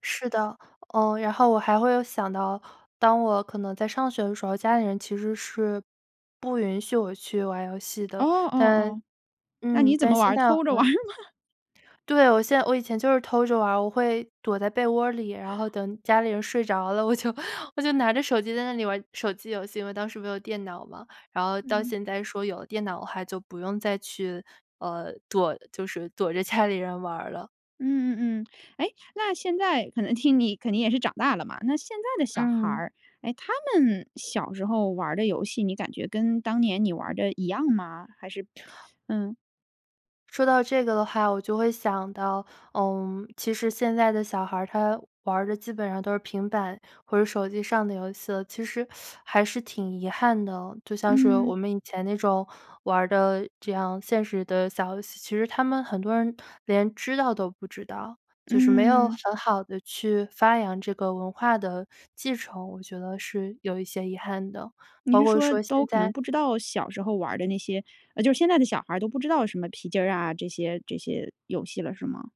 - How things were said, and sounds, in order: laughing while speaking: "玩儿吗？"; laughing while speaking: "我就 我就"; teeth sucking
- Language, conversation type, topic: Chinese, podcast, 你小时候最喜欢玩的游戏是什么？